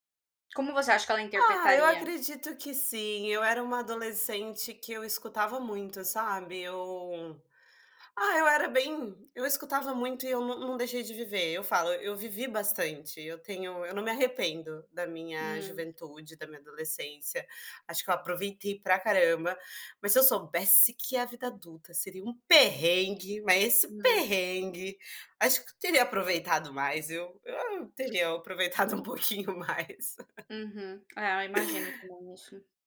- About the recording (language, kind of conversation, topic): Portuguese, unstructured, Qual conselho você daria para o seu eu mais jovem?
- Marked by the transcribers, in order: tapping; laughing while speaking: "pouquinho mais"; laugh